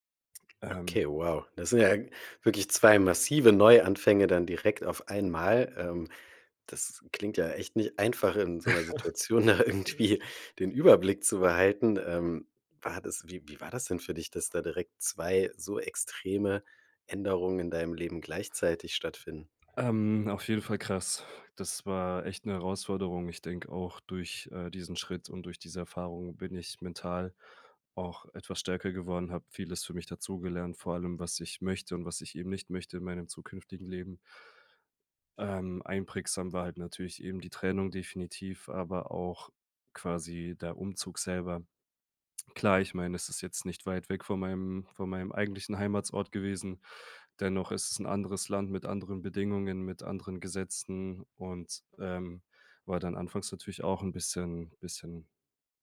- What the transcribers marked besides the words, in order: tapping; laugh; laughing while speaking: "irgendwie"; exhale; "Heimatsort" said as "Heimatort"
- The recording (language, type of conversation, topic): German, podcast, Wie gehst du mit Zweifeln bei einem Neuanfang um?
- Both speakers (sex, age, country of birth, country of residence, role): male, 25-29, Germany, Germany, guest; male, 35-39, Germany, Germany, host